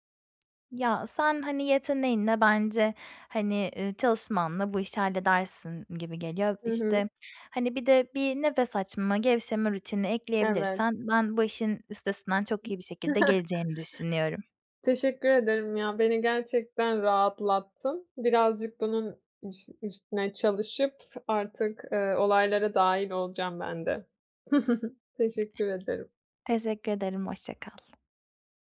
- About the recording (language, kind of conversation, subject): Turkish, advice, Sahneye çıkarken aşırı heyecan ve kaygıyı nasıl daha iyi yönetebilirim?
- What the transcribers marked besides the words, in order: other background noise; chuckle; chuckle